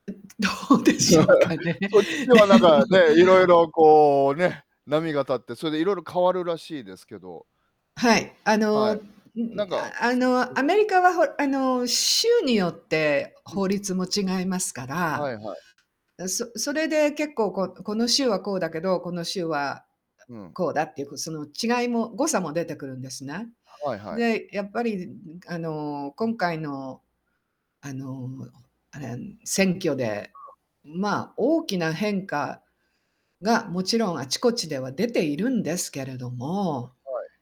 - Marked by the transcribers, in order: static; laughing while speaking: "う、どうでしょうかね。でも"; laugh; distorted speech; other background noise
- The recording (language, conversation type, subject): Japanese, unstructured, 政治が変わると、社会はどのように変わると思いますか？
- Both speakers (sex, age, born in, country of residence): female, 60-64, Japan, United States; male, 50-54, Japan, Japan